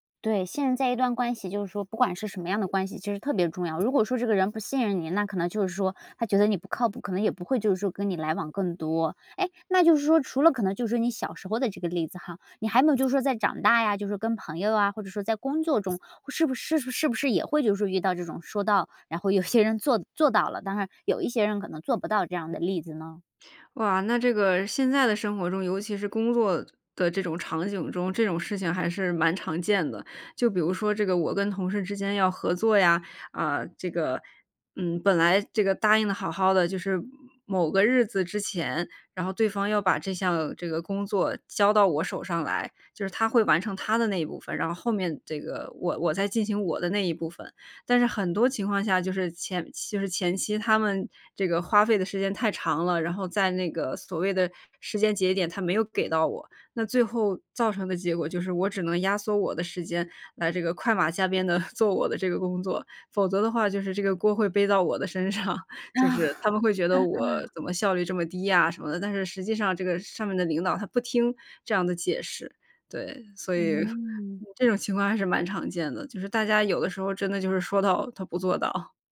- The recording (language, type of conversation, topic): Chinese, podcast, 你怎么看“说到做到”在日常生活中的作用？
- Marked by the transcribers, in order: other background noise; chuckle; laughing while speaking: "身上"; laugh